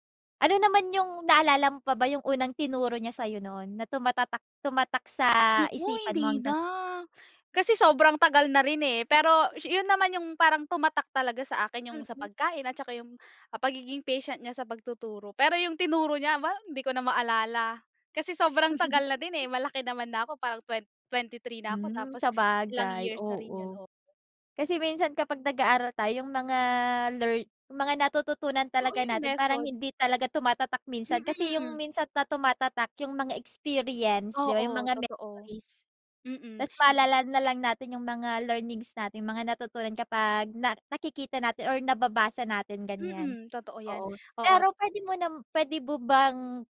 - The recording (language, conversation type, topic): Filipino, podcast, Sino ang pinaka-maimpluwensyang guro mo, at bakit?
- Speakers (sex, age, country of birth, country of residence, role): female, 20-24, Philippines, Philippines, guest; female, 20-24, Philippines, Philippines, host
- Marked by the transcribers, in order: laugh; drawn out: "mga"